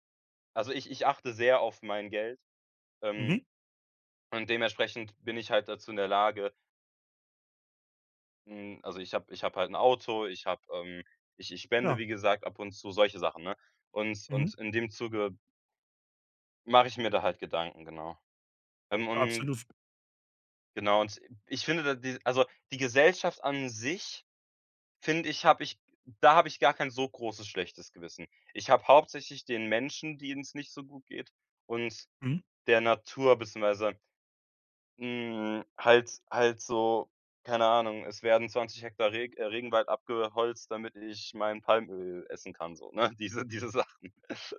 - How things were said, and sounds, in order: drawn out: "hm"; laughing while speaking: "diese diese Sachen"
- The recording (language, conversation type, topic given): German, advice, Warum habe ich das Gefühl, nichts Sinnvolles zur Welt beizutragen?